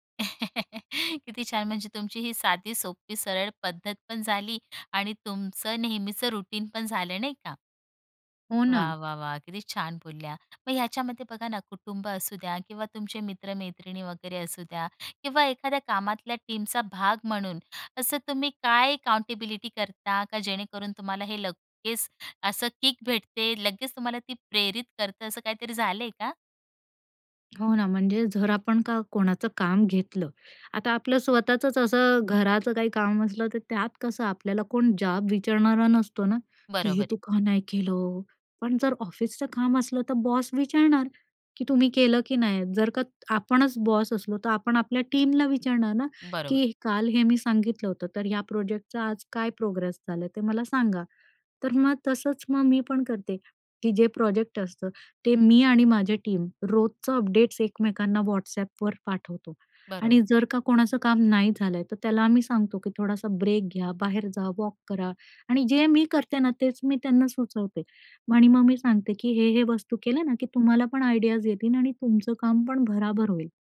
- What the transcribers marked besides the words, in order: chuckle; in English: "रूटीनपण"; in English: "काउंटेबिलिटी"; in English: "किक"; "जर" said as "झर"; in English: "बॉस"; in English: "बॉस"; in English: "प्रोजेक्टचा"; in English: "प्रोग्रेस"; in English: "प्रोजेक्ट"; in English: "अपडेट्स"; in English: "ब्रेक"; in English: "वॉक"; in English: "आयडियाज"
- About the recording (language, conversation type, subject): Marathi, podcast, स्वतःला प्रेरित ठेवायला तुम्हाला काय मदत करतं?